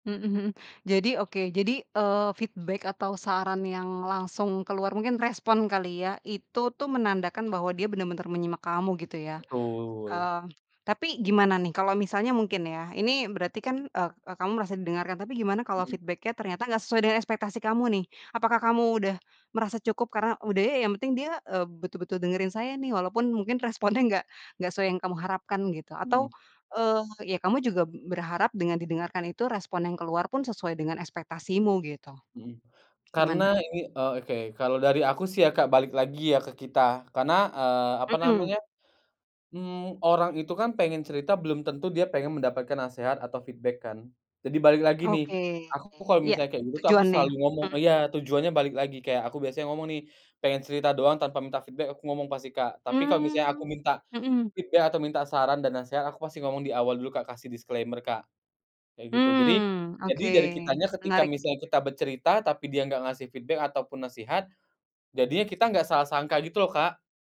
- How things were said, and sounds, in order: in English: "feedback"; in English: "feedback-nya"; other background noise; in English: "feedback"; in English: "feedback"; in English: "feedback"; in English: "disclaimer"; tapping; in English: "feedback"
- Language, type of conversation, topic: Indonesian, podcast, Bisakah kamu menceritakan pengalaman saat kamu benar-benar merasa didengarkan?